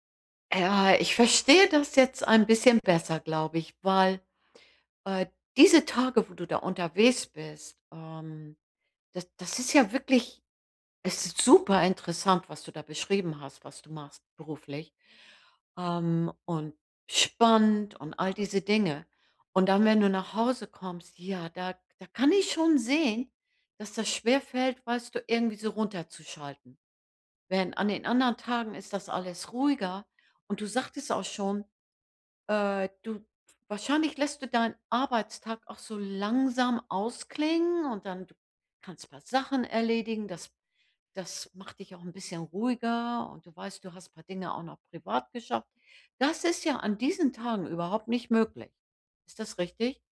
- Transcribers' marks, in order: none
- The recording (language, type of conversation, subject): German, advice, Wie kann ich nach einem langen Tag zuhause abschalten und mich entspannen?